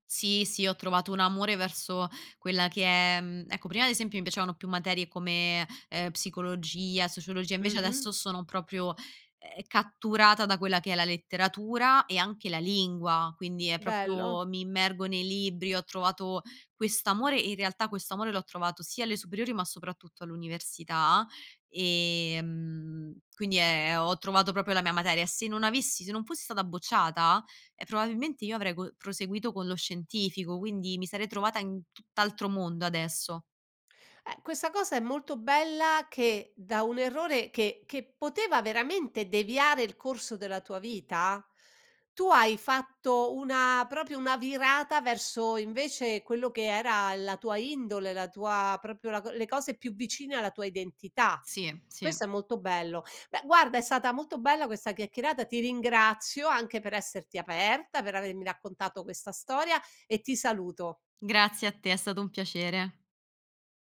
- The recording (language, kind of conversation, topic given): Italian, podcast, Raccontami di un errore che ti ha insegnato tanto?
- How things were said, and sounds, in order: none